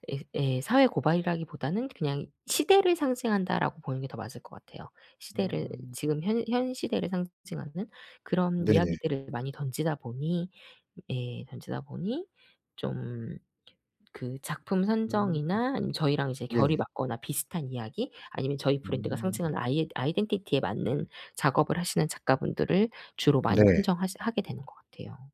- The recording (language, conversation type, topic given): Korean, podcast, 남의 시선이 창작에 어떤 영향을 주나요?
- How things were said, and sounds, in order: none